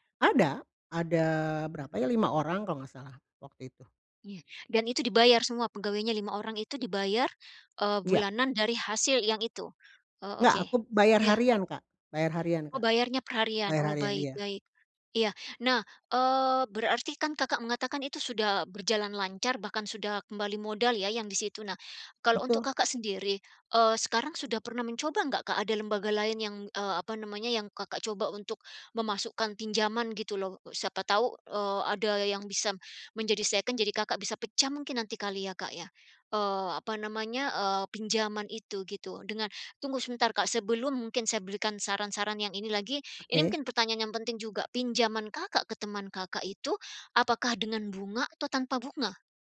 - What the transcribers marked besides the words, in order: in English: "second"
- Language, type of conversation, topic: Indonesian, advice, Bagaimana cara mengelola utang dan tagihan yang mendesak?